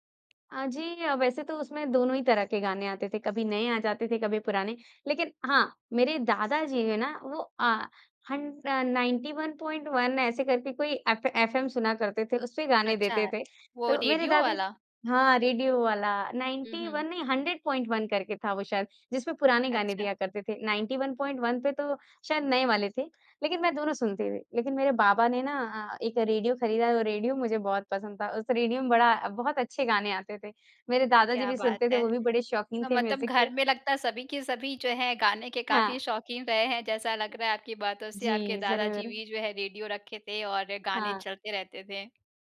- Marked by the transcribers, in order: in English: "नाइंटी वन पॉइंट वन"; in English: "नाइंटी वन"; in English: "हंड्रेड पॉइंट वन"; in English: "नाइंटी वन पॉइंट वन"; in English: "म्यूज़िक"
- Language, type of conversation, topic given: Hindi, podcast, आपके लिए संगीत सुनने का क्या मतलब है?